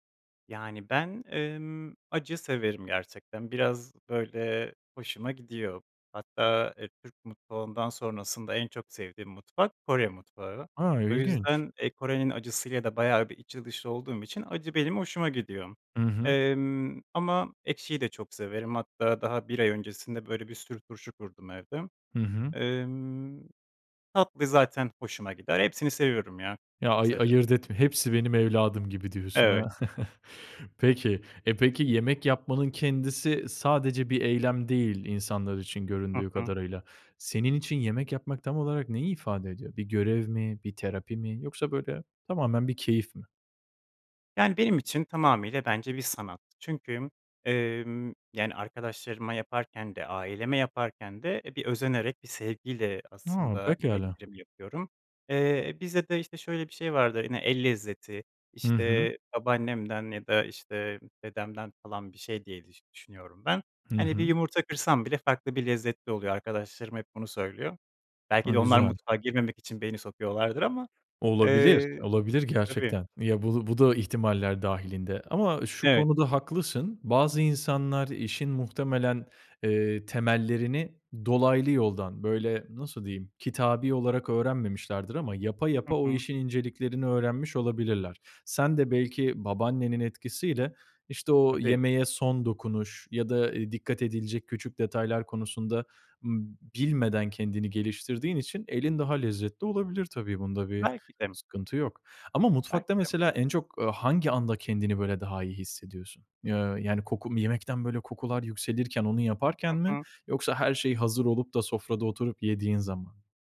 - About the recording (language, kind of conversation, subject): Turkish, podcast, Mutfakta en çok hangi yemekleri yapmayı seviyorsun?
- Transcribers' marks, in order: other background noise; chuckle; tapping